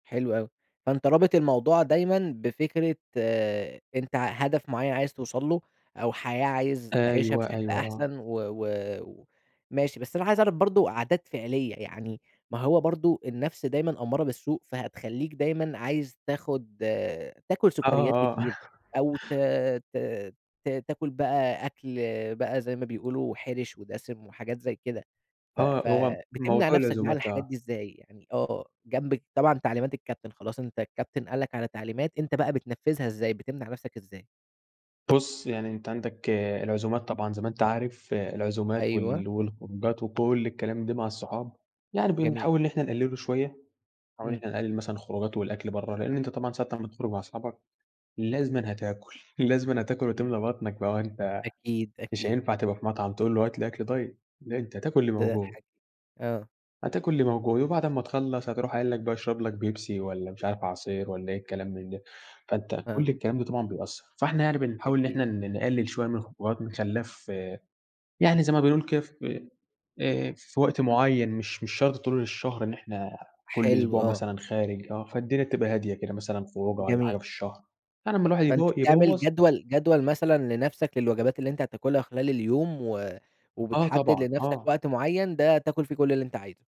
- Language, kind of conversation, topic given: Arabic, podcast, إيه العادات البسيطة اللي بتتبعها عشان تاكل أكل صحي؟
- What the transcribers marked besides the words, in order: laugh; laughing while speaking: "لازمًا هتاكل، لازمًا هتاكل وتملى بطنك بقى ما هو أنتَ"; in English: "دايت"